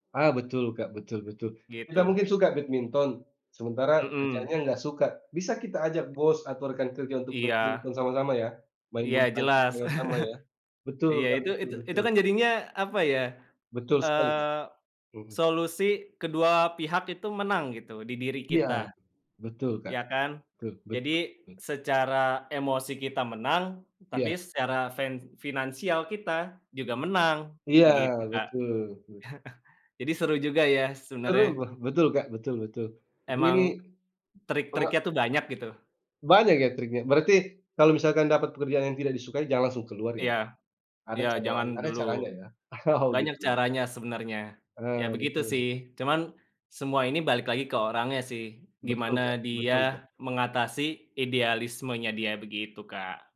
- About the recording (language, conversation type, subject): Indonesian, unstructured, Apakah Anda lebih memilih pekerjaan yang Anda cintai dengan gaji kecil atau pekerjaan yang Anda benci dengan gaji besar?
- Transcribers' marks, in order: tapping; chuckle; chuckle; other background noise; laughing while speaking: "Oh"